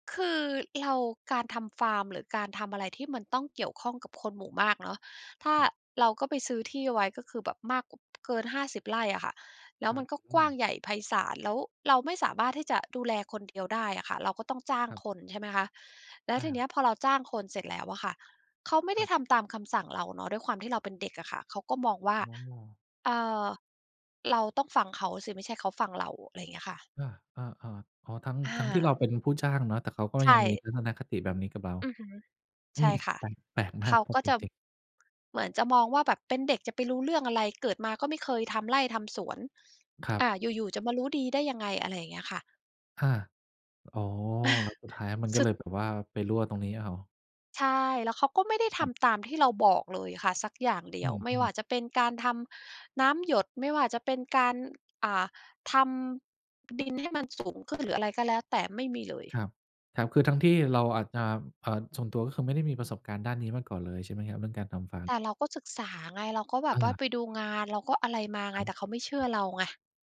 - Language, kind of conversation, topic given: Thai, podcast, ตอนเปลี่ยนงาน คุณกลัวอะไรมากที่สุด และรับมืออย่างไร?
- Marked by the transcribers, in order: unintelligible speech; chuckle